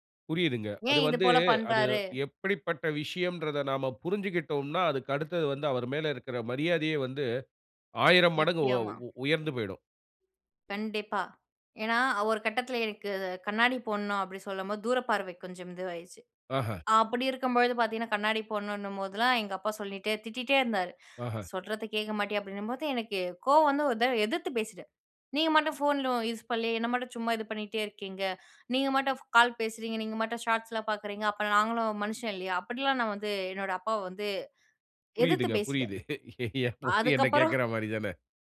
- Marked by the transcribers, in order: other background noise; laughing while speaking: "என் பொண்ணு என்ன கேக்குற மாறி தான"
- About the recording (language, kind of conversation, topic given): Tamil, podcast, நள்ளிரவிலும் குடும்ப நேரத்திலும் நீங்கள் தொலைபேசியை ஓரமாக வைத்து விடுவீர்களா, இல்லையெனில் ஏன்?